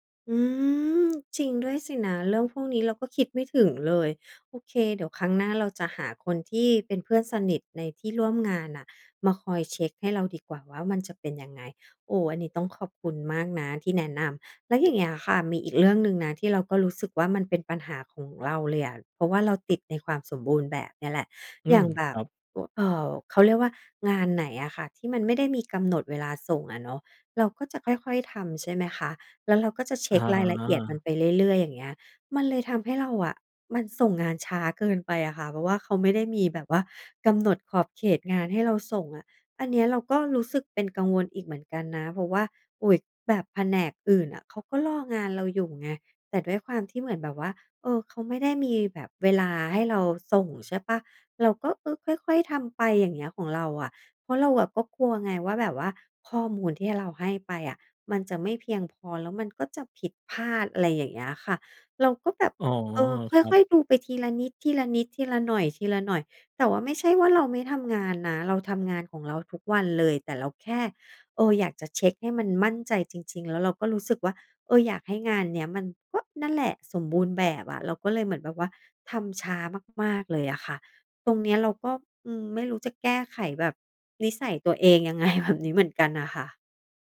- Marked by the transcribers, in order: surprised: "อืม จริงด้วยสินะ เรื่องพวกนี้เราก็คิดไม่ถึงเลย"; laughing while speaking: "ยังไง"
- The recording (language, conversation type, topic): Thai, advice, ทำไมคุณถึงติดความสมบูรณ์แบบจนกลัวเริ่มงานและผัดวันประกันพรุ่ง?